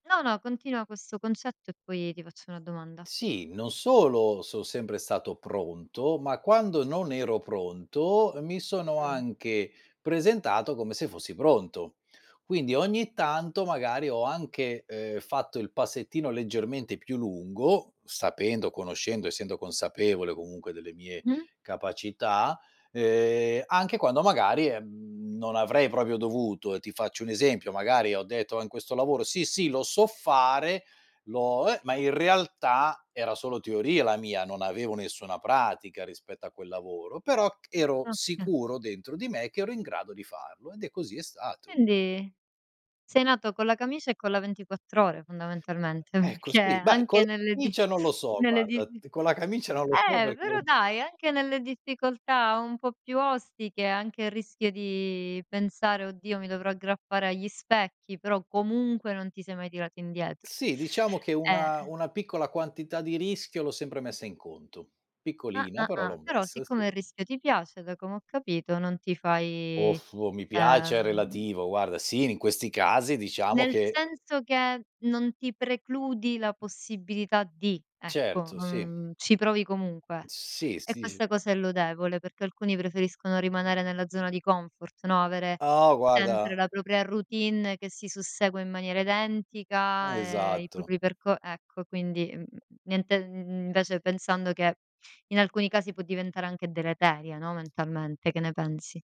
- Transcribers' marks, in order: "proprio" said as "propio"; tapping; other background noise; laughing while speaking: "di"; lip trill; other noise
- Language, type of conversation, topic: Italian, podcast, Hai mai cambiato lavoro o città e poi non ti sei più voltato indietro?